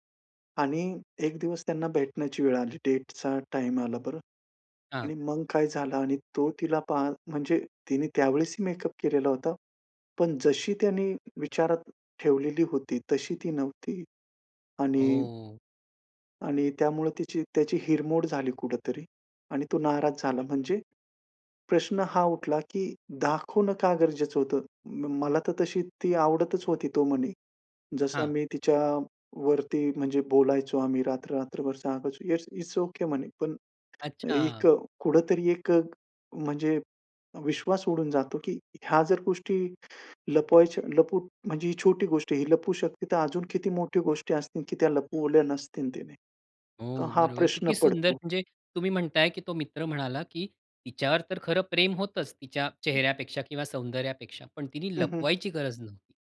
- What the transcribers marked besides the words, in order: in English: "डेटचा टाइम"; in English: "येस, इट्स ओके"; other background noise; unintelligible speech
- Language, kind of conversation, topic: Marathi, podcast, ऑनलाइन आणि वास्तव आयुष्यातली ओळख वेगळी वाटते का?